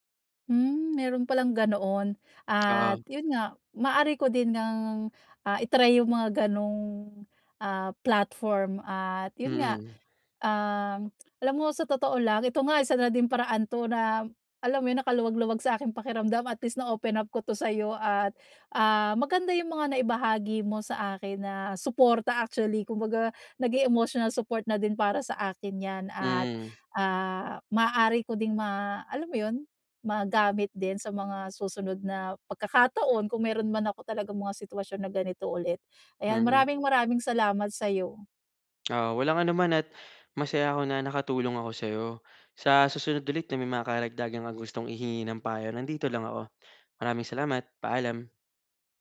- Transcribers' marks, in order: tapping; in English: "emotional support"
- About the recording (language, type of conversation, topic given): Filipino, advice, Paano ako makakahanap ng emosyonal na suporta kapag paulit-ulit ang gawi ko?